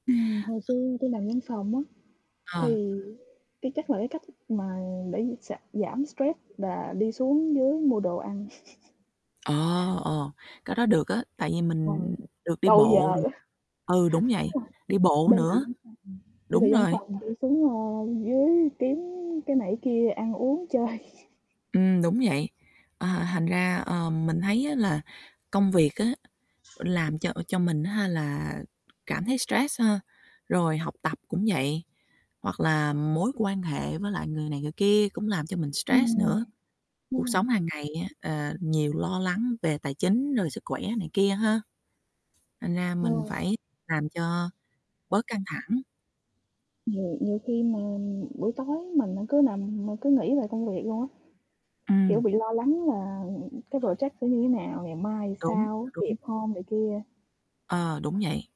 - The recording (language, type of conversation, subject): Vietnamese, unstructured, Bạn có mẹo nào để giảm căng thẳng trong ngày không?
- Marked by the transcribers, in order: static; tapping; unintelligible speech; "giảm" said as "xảm"; laugh; unintelligible speech; distorted speech; other noise; unintelligible speech; other background noise; laugh; unintelligible speech; unintelligible speech; in English: "project"